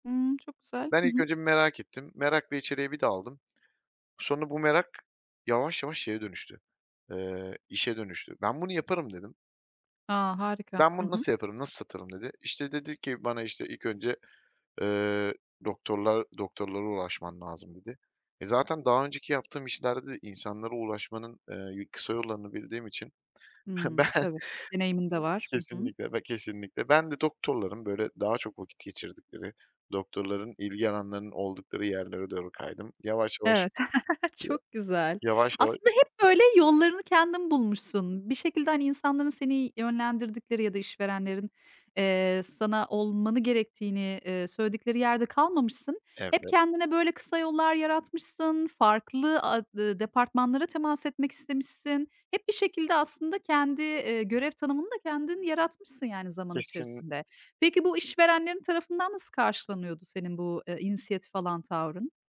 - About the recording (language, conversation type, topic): Turkish, podcast, Ambisyon, kariyer seçimlerini nasıl etkiledi?
- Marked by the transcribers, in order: tapping; laughing while speaking: "ben"; other noise; chuckle